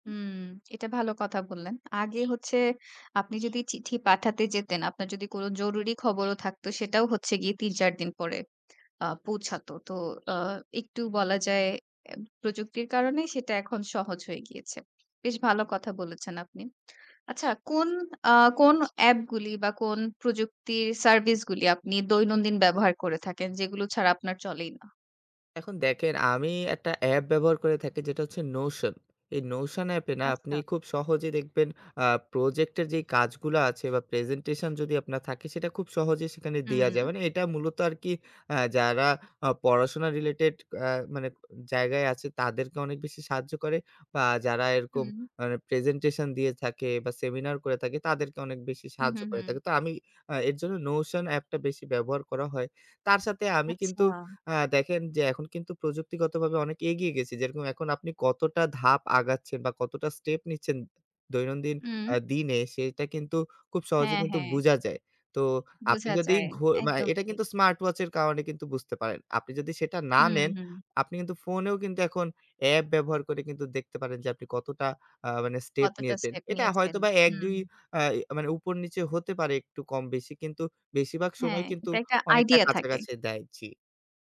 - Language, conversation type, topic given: Bengali, podcast, আপনার দৈনন্দিন জীবন প্রযুক্তি কীভাবে বদলে দিয়েছে?
- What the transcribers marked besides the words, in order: bird; horn; other background noise; in English: "রিলেটেড"; tapping